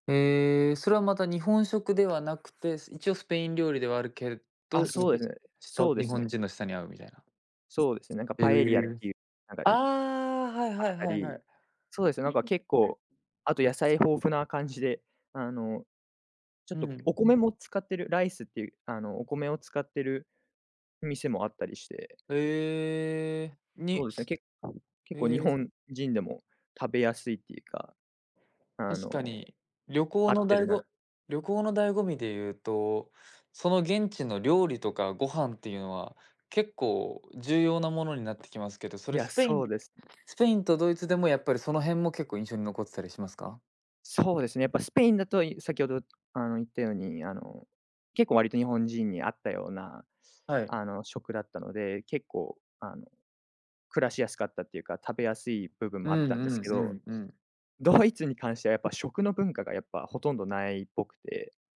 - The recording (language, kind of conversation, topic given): Japanese, podcast, これまでで、あなたが一番印象に残っている体験は何ですか？
- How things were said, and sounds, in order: tapping; other background noise; background speech; in Spanish: "パエリア"; unintelligible speech